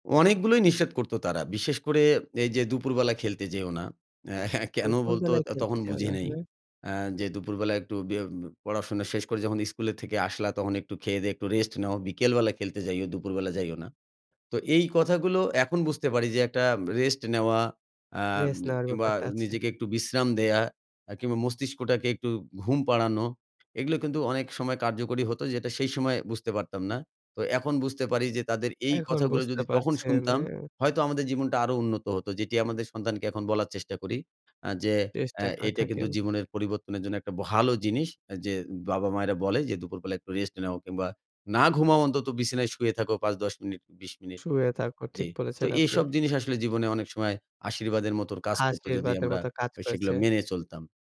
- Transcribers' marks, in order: chuckle; other background noise; tapping
- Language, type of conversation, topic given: Bengali, podcast, কোন মা-বাবার কথা এখন আপনাকে বেশি ছুঁয়ে যায়?